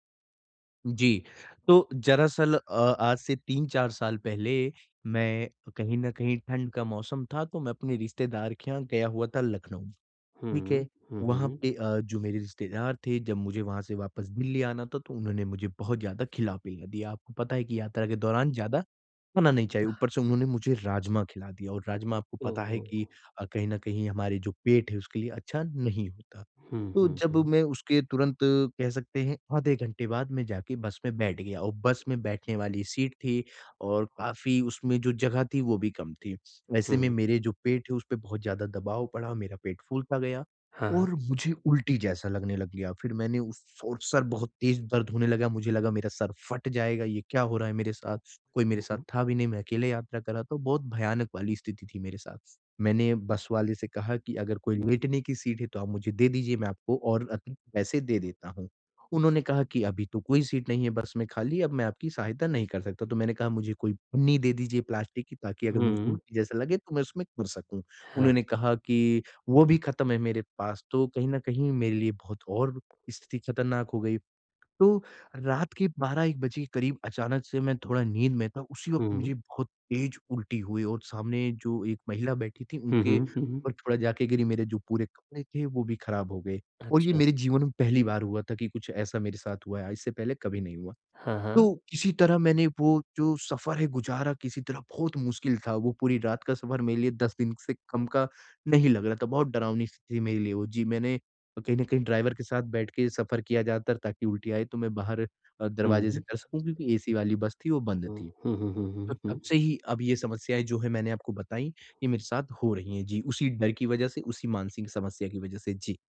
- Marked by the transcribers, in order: "दरअसल" said as "जरासल"; in English: "ड्राइवर"
- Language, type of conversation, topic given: Hindi, advice, मैं यात्रा की अनिश्चितता और तनाव को कैसे संभालूँ और यात्रा का आनंद कैसे लूँ?
- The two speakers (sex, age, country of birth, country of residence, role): male, 20-24, India, India, user; male, 45-49, India, India, advisor